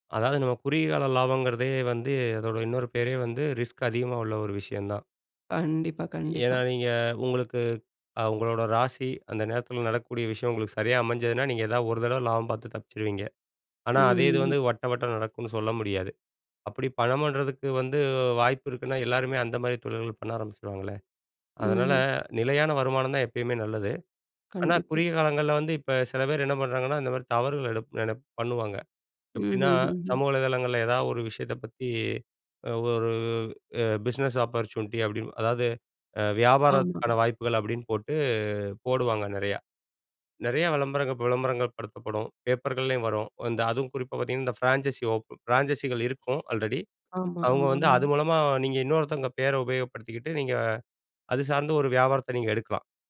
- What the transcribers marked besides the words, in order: in English: "ரிஸ்க்"; other background noise; in English: "பிஸ்னஸ் ஆப்பர்ச்சுனிட்டி"; in English: "ஃபிரான்ச்சசி ஓப் ஃபிரான்ச்சஸிகள்"; in English: "ஆல்ரெடி"
- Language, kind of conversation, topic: Tamil, podcast, பணம் சம்பாதிப்பதில் குறுகிய கால இலாபத்தையும் நீண்டகால நிலையான வருமானத்தையும் நீங்கள் எப்படி தேர்வு செய்கிறீர்கள்?